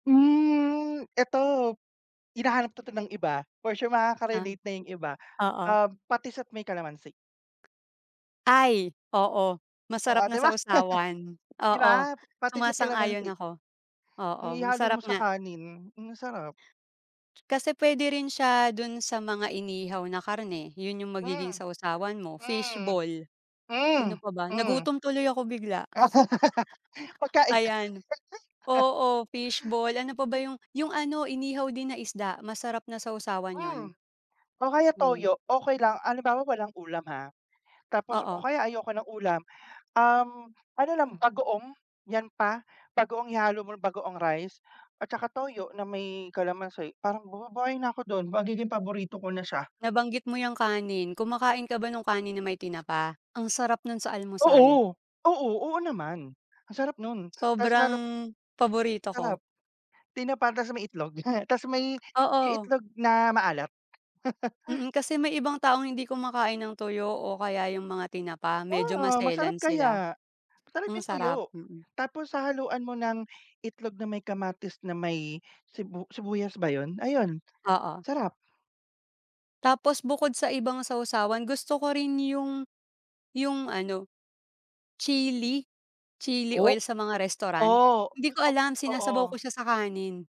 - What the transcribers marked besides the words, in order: drawn out: "Hmm"; laughing while speaking: "'di ba!"; laugh; laughing while speaking: "pagkain nga"; sniff; other background noise; chuckle; chuckle; chuckle; tapping; unintelligible speech
- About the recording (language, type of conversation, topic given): Filipino, unstructured, Ano ang mga paborito mong pagkain, at bakit mo sila gusto?